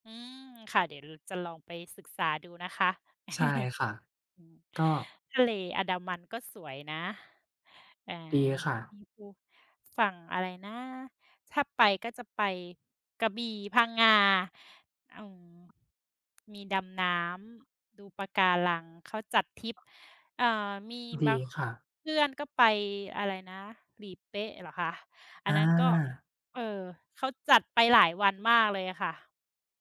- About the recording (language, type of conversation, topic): Thai, unstructured, คุณชอบไปเที่ยวทะเลหรือภูเขามากกว่ากัน?
- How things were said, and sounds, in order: chuckle; unintelligible speech; tapping; other background noise